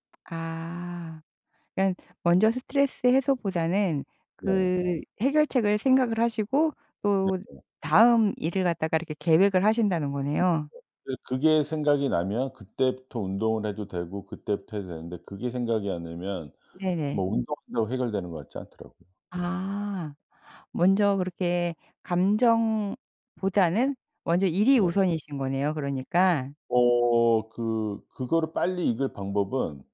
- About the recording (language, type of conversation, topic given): Korean, podcast, 실패로 인한 죄책감은 어떻게 다스리나요?
- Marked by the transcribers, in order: other background noise; unintelligible speech